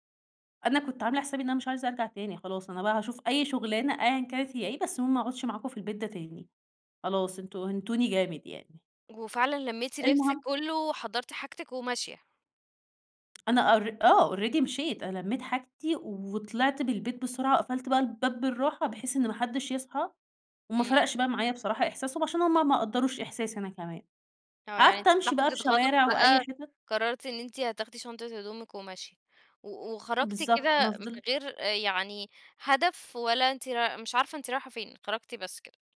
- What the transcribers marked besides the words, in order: tapping; in English: "Already"
- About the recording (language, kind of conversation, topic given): Arabic, podcast, مين ساعدك لما كنت تايه؟